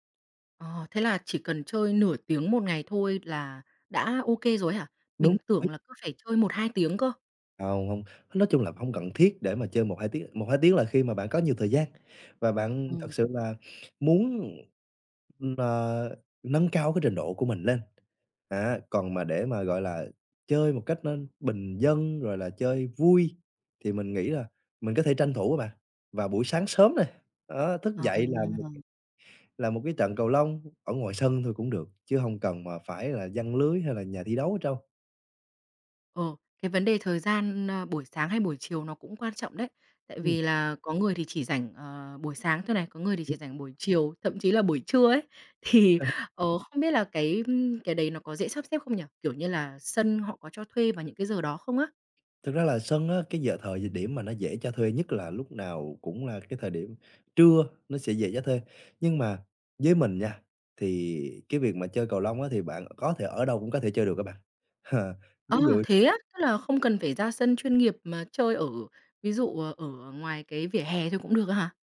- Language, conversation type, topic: Vietnamese, podcast, Bạn làm thế nào để sắp xếp thời gian cho sở thích khi lịch trình bận rộn?
- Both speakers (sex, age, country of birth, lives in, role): female, 25-29, Vietnam, Vietnam, host; male, 20-24, Vietnam, Vietnam, guest
- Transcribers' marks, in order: unintelligible speech; tapping; other noise; laughing while speaking: "thì"; unintelligible speech; other background noise; chuckle